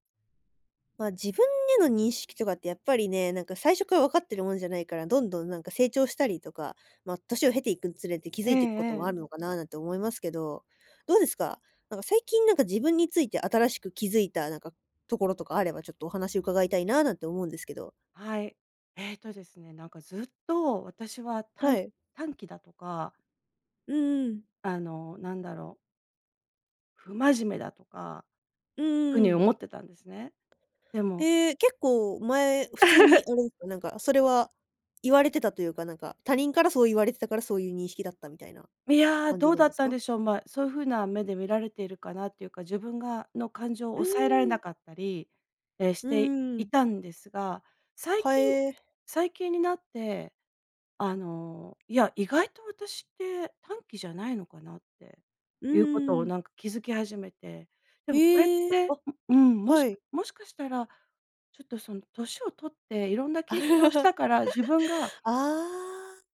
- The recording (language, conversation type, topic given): Japanese, podcast, 最近、自分について新しく気づいたことはありますか？
- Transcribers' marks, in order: laugh; laughing while speaking: "あら"